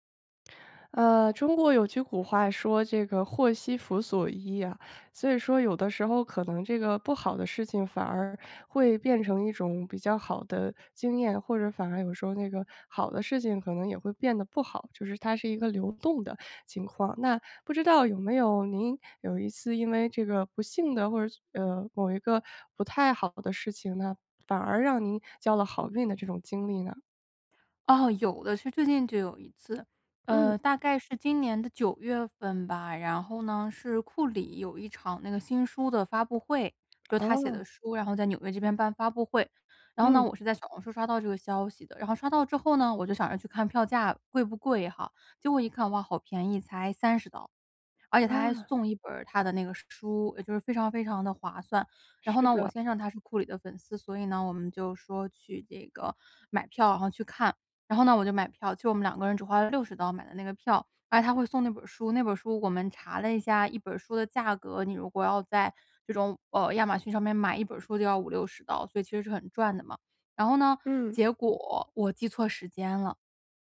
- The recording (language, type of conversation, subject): Chinese, podcast, 有没有过一次错过反而带来好运的经历？
- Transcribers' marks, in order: other background noise